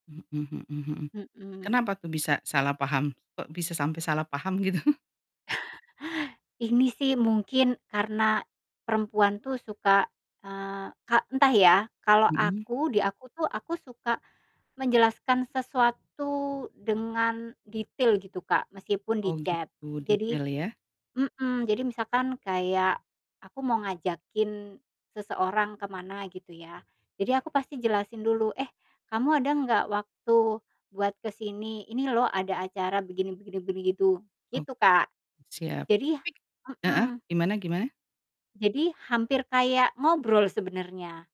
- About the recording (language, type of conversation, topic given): Indonesian, podcast, Kamu lebih suka chat singkat atau ngobrol panjang, dan kenapa?
- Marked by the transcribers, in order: laughing while speaking: "gitu?"; chuckle; distorted speech